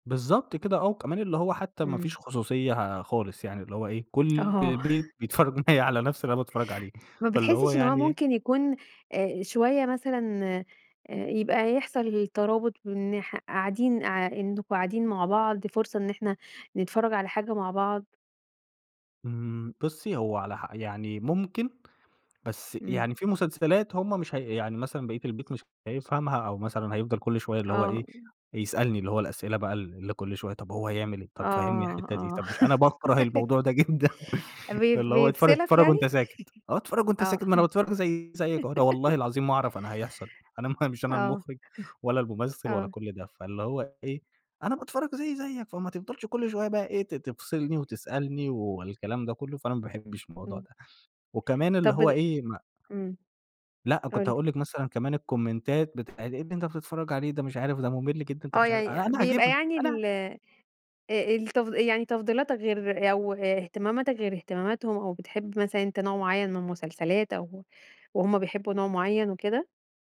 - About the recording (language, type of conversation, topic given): Arabic, podcast, إيه اللي بيخلي مسلسل يسيب أثر طويل في نفوس الناس؟
- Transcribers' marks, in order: laughing while speaking: "بيتفرج معايا"; chuckle; other background noise; laugh; laughing while speaking: "جدًا"; laugh; laughing while speaking: "أنا"; chuckle; in English: "الكومنتات"